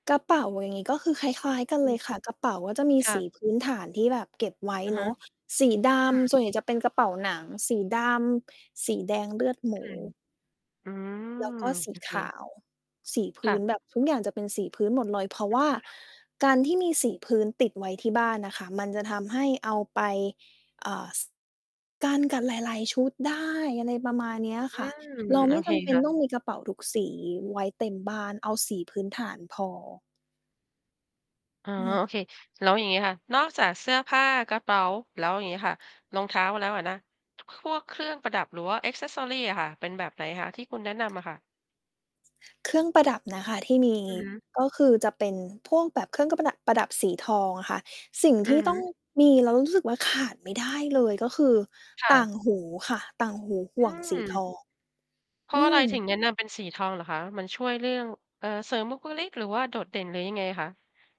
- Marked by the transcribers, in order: distorted speech; unintelligible speech; in English: "accessories"
- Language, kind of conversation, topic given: Thai, podcast, มีเทคนิคแต่งตัวง่าย ๆ อะไรบ้างที่ช่วยให้ดูมั่นใจขึ้นได้ทันที?